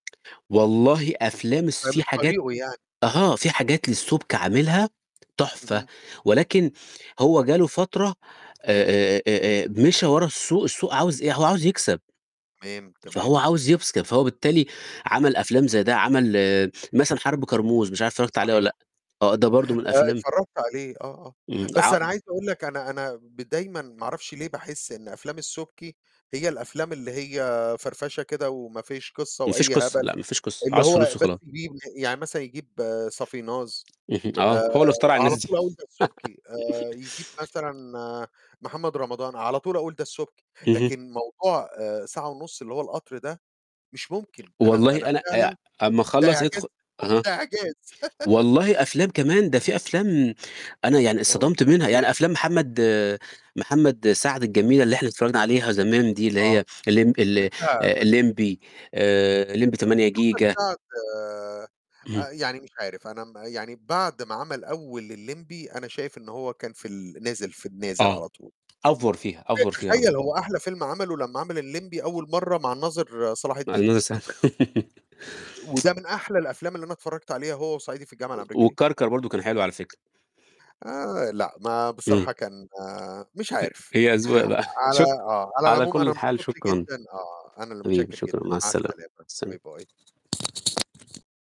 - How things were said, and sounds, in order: tapping; unintelligible speech; "يكسب" said as "يبسكب"; laugh; laughing while speaking: "ده إعجاز، ده إعجاز"; other noise; laugh; distorted speech; in English: "أفوَر"; in English: "أفوَر"; laugh; lip smack; other background noise
- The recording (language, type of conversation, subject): Arabic, unstructured, هل بتفتكر إن المنتجين بيضغطوا على الفنانين بطرق مش عادلة؟